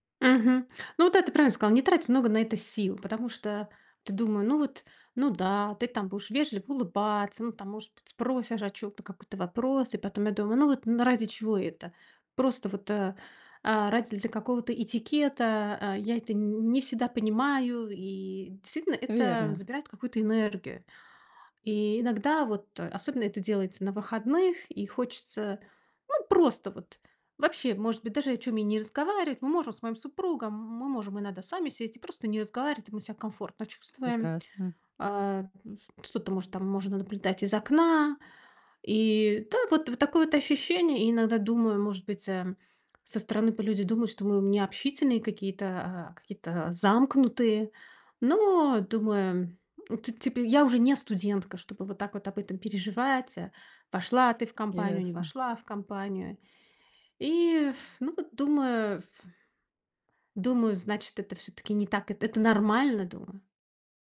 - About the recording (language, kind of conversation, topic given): Russian, advice, Почему я чувствую себя изолированным на вечеринках и встречах?
- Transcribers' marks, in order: "будешь" said as "буш"; tapping; other background noise; blowing